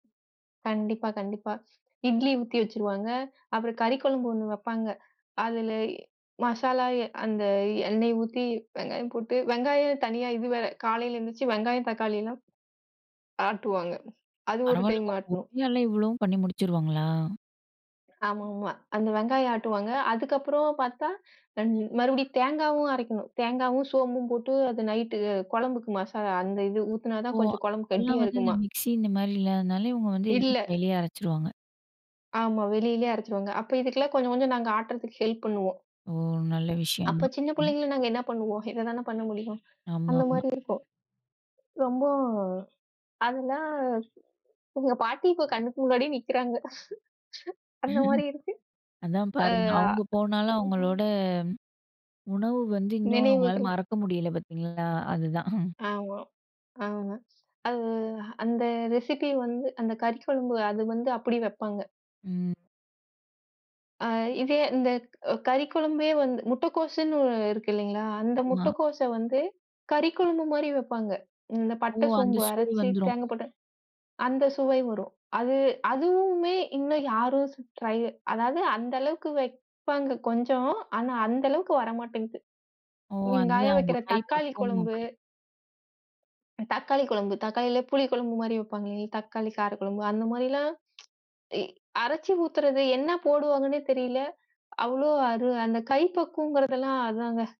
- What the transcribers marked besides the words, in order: other noise; unintelligible speech; unintelligible speech; in English: "ஹெல்ப்"; other background noise; chuckle; chuckle; in English: "ரெசிபி"; in English: "ட்ரை"; tsk
- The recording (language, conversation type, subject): Tamil, podcast, குடும்ப ரெசிபிகளை முறையாக பதிவு செய்து பாதுகாப்பது எப்படி என்று சொல்லுவீங்களா?